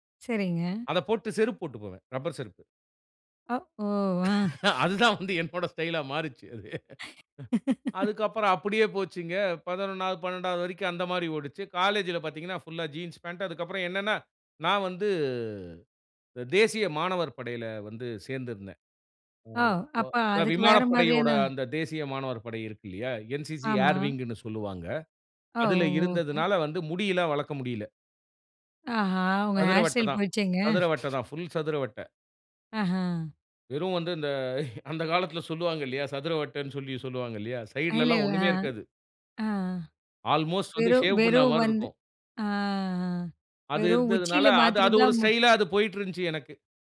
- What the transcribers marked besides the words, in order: chuckle; laughing while speaking: "அதுதான் வந்து என்னோட ஸ்டைல்லா மாறிச்சு அது"; other background noise; laugh; in English: "ஏர்விங்ன்னு"; chuckle; in English: "ஆல்மோஸ்ட்"
- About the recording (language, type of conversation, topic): Tamil, podcast, நீங்கள் உங்கள் ஸ்டைலை எப்படி வர்ணிப்பீர்கள்?